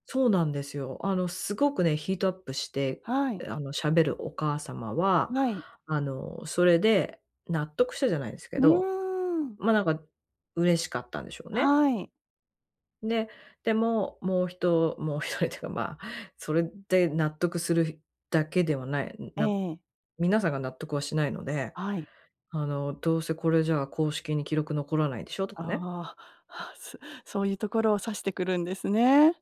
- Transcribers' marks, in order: none
- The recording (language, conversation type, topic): Japanese, advice, 対人関係で感情が高ぶったとき、落ち着いて反応するにはどうすればいいですか？